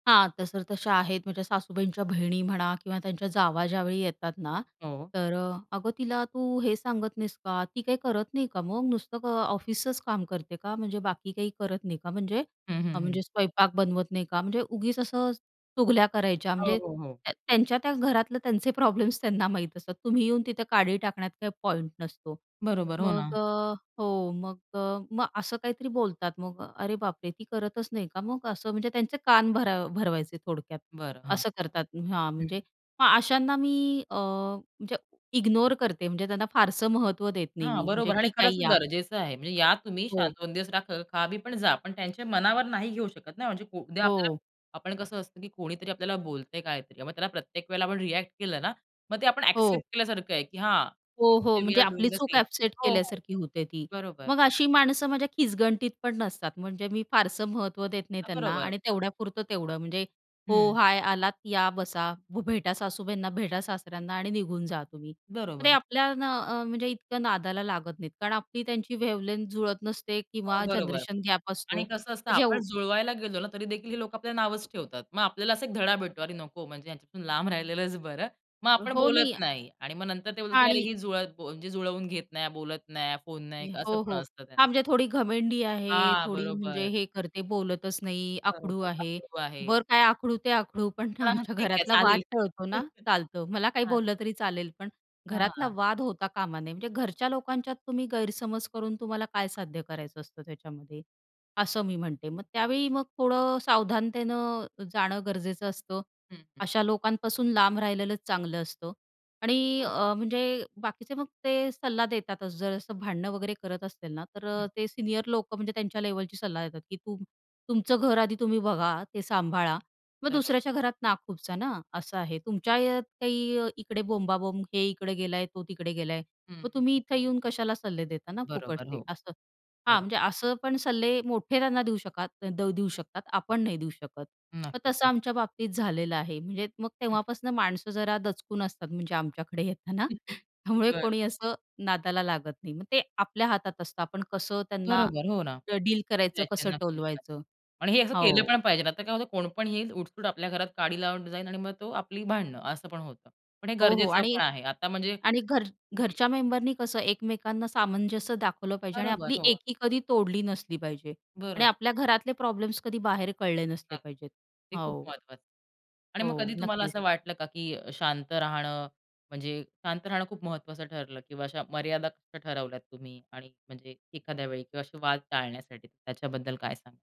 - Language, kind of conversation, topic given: Marathi, podcast, कुटुंबात मतभेद असताना तुम्ही तुमचे धैर्य कसे दाखवता?
- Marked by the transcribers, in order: tapping; other background noise; in English: "एक्सेप्ट"; in English: "वी आर डुइंग द सेम थिंग"; in English: "एक्सेप्ट"; in English: "वेव्हलेन्थ"; laughing while speaking: "आमच्या घरातला वाद टळतो ना"; unintelligible speech; chuckle; chuckle; laughing while speaking: "येताना"